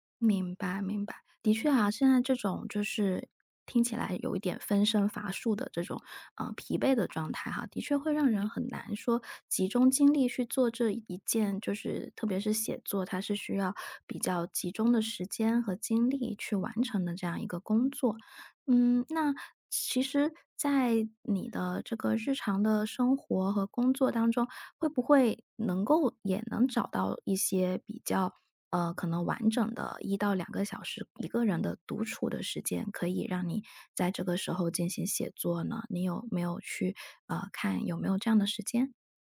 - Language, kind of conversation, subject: Chinese, advice, 为什么我的创作计划总是被拖延和打断？
- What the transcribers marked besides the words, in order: tapping